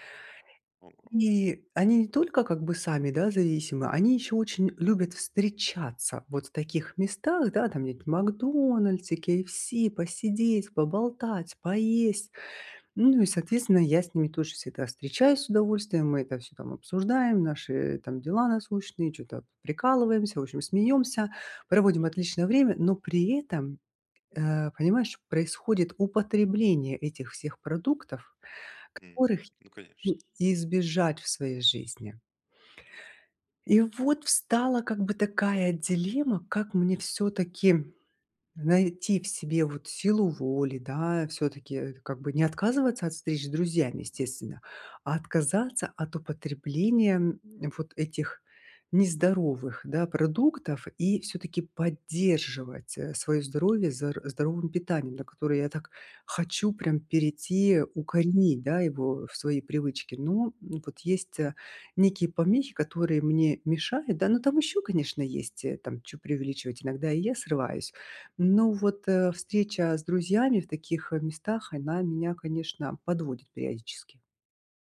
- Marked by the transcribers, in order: tapping; unintelligible speech
- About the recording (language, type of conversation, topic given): Russian, advice, Как мне сократить употребление переработанных продуктов и выработать полезные пищевые привычки для здоровья?